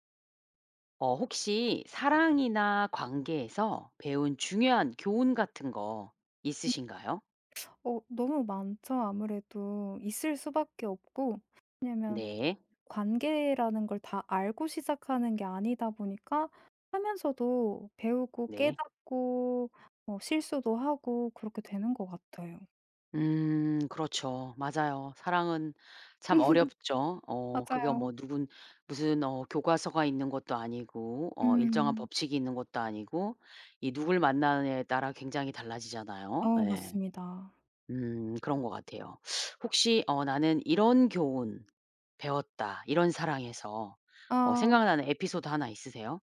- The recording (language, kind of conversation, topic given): Korean, podcast, 사랑이나 관계에서 배운 가장 중요한 교훈은 무엇인가요?
- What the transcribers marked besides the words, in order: other background noise; laugh